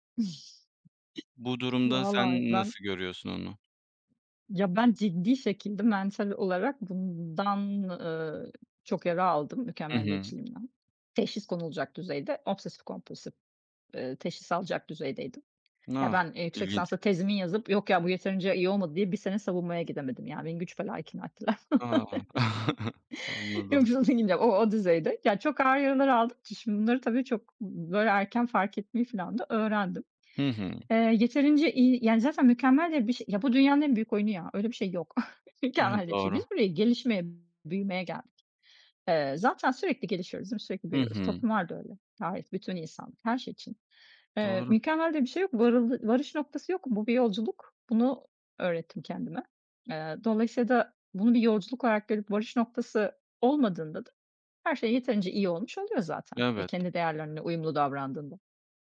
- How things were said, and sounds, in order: chuckle; other background noise; chuckle; laughing while speaking: "Yok canım"; unintelligible speech; chuckle; chuckle; laughing while speaking: "Mükemmel"
- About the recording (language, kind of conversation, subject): Turkish, podcast, Kendine şefkat göstermek için neler yapıyorsun?